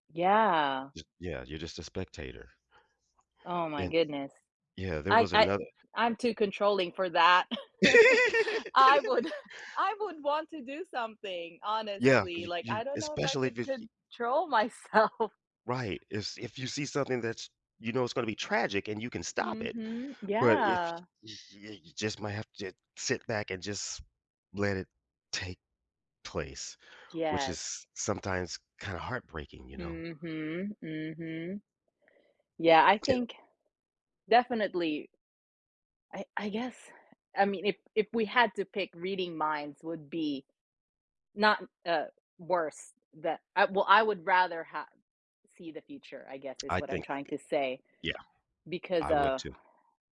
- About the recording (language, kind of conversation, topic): English, unstructured, How might having special abilities like reading minds or seeing the future affect your everyday life and choices?
- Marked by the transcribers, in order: other background noise; chuckle; laughing while speaking: "would"; chuckle; laughing while speaking: "myself"; tapping; lip smack